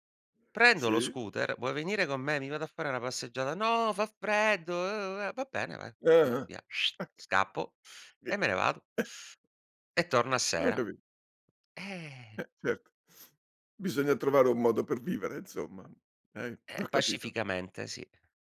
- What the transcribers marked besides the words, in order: background speech; tapping; whistle; chuckle; other background noise; drawn out: "Eh"; sniff; "insomma" said as "nzomma"
- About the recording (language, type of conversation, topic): Italian, podcast, Come hai imparato a dire di no senza sensi di colpa?